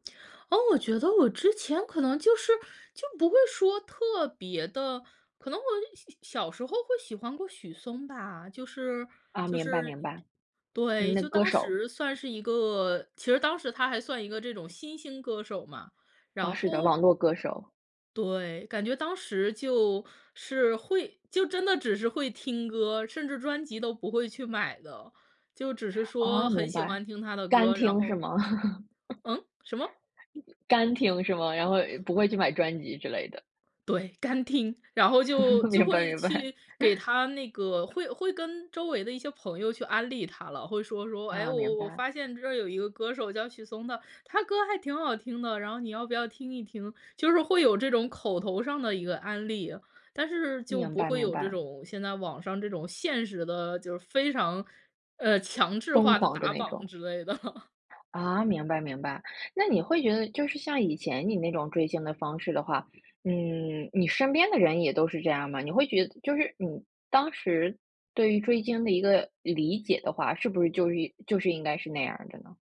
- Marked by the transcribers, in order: laugh; other background noise; laugh; laughing while speaking: "明白，明白"; laugh; laughing while speaking: "的"; laugh
- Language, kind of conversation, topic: Chinese, podcast, 你能分享一下你对追星文化的看法吗？